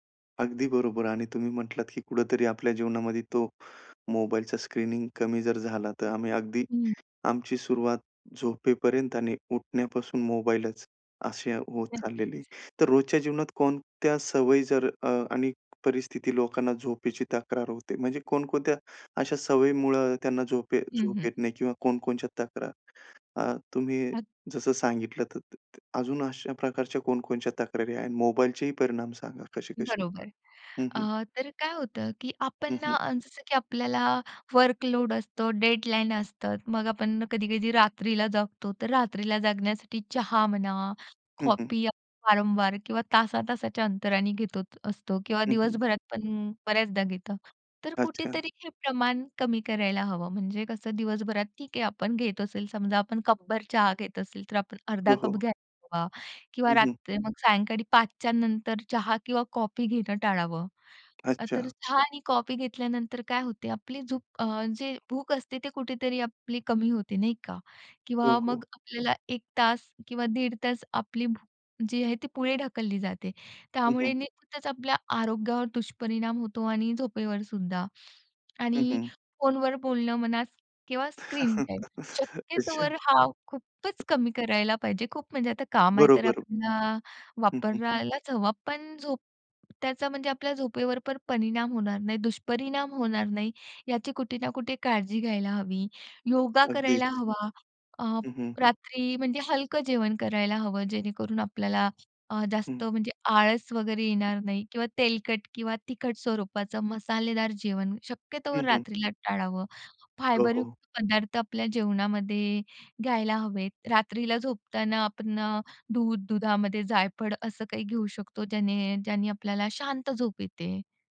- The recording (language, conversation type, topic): Marathi, podcast, चांगली झोप कशी मिळवायची?
- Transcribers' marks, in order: in English: "स्क्रीनिंग"; other background noise; tapping; in English: "वर्कलोड"; in English: "डेडलाईन"; laugh; background speech